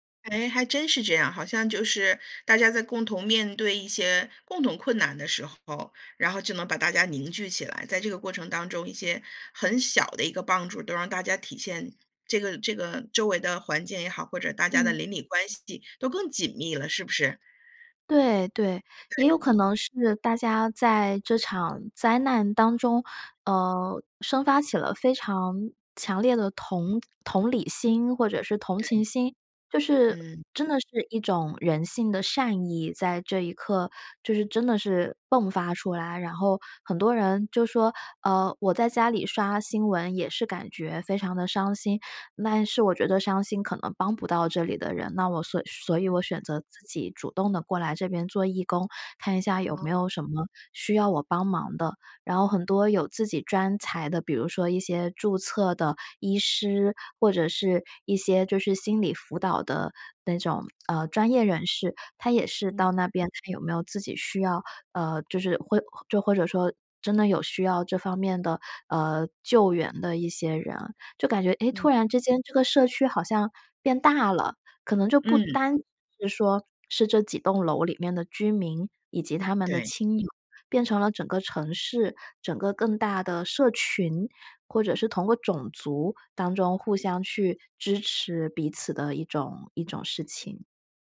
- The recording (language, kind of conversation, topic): Chinese, podcast, 如何让社区更温暖、更有人情味？
- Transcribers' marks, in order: other background noise